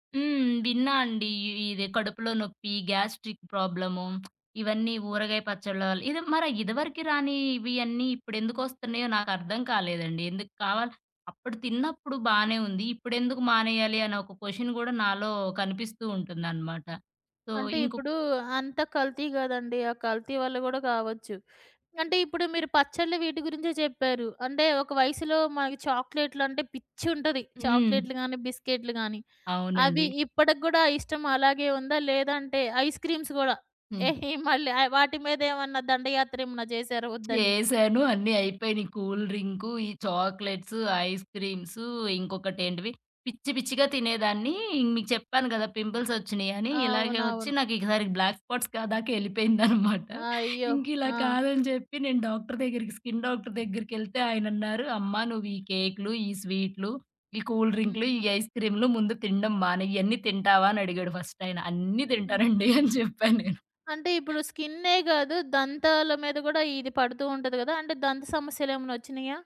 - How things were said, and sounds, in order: in English: "గ్యాస్ట్రిక్"; other background noise; in English: "క్వషన్"; in English: "సో"; laughing while speaking: "ఏహ మళ్ళీ"; in English: "బ్లాక్ స్పార్ట్స్"; laughing while speaking: "ఎళ్ళిపోయిందనమాట"; in English: "స్కిన్ డాక్టర్"; in English: "ఫస్ట్"; laughing while speaking: "దింటానండి అని జెప్పాను నేను"
- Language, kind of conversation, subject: Telugu, podcast, వయస్సు పెరిగేకొద్దీ మీ ఆహార రుచుల్లో ఏలాంటి మార్పులు వచ్చాయి?